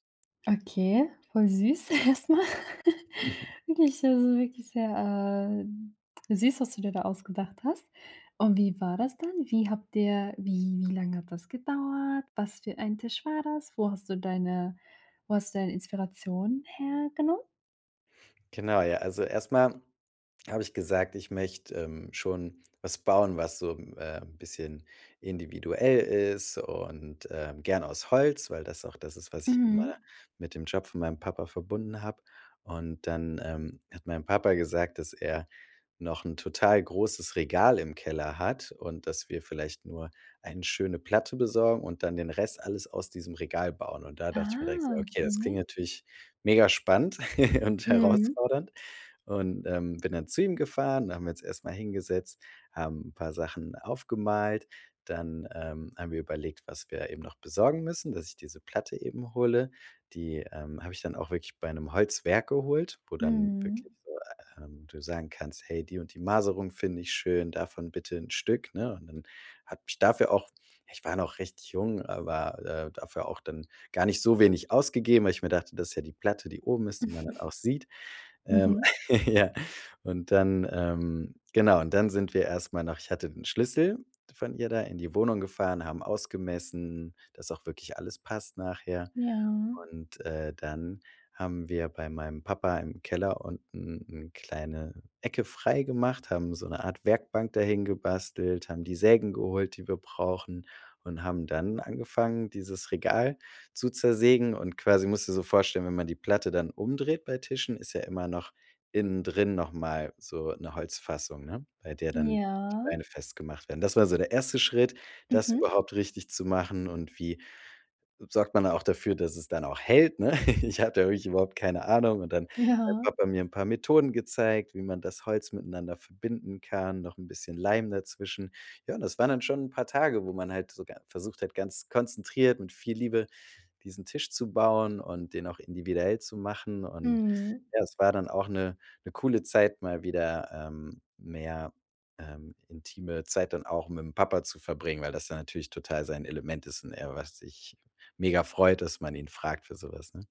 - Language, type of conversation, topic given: German, podcast, Was war dein stolzestes Bastelprojekt bisher?
- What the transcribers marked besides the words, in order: laughing while speaking: "erst mal"; giggle; surprised: "Ja"; giggle; stressed: "Holzwerk"; chuckle; laugh; laugh; laughing while speaking: "Ja"